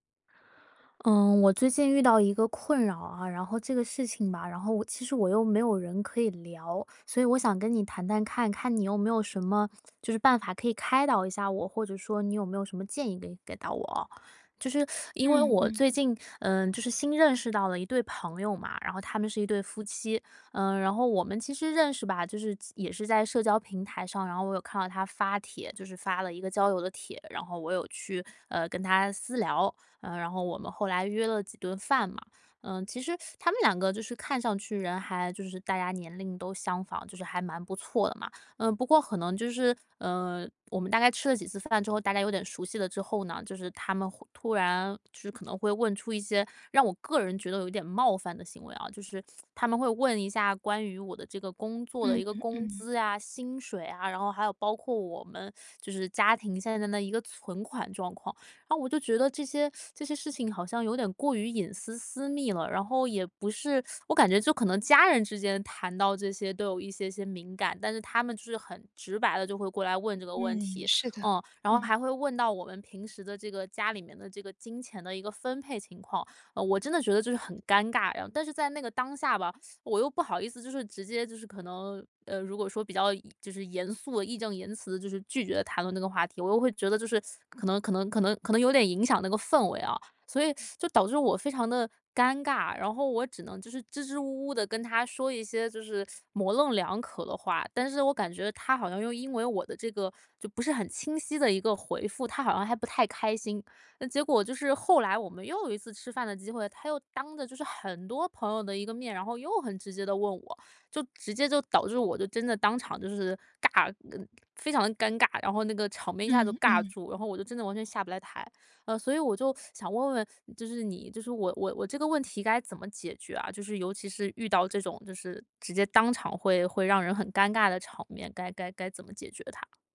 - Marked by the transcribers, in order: teeth sucking; teeth sucking; teeth sucking; teeth sucking; teeth sucking; teeth sucking; teeth sucking; teeth sucking; teeth sucking; teeth sucking; teeth sucking
- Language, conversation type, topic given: Chinese, advice, 如何才能不尴尬地和别人谈钱？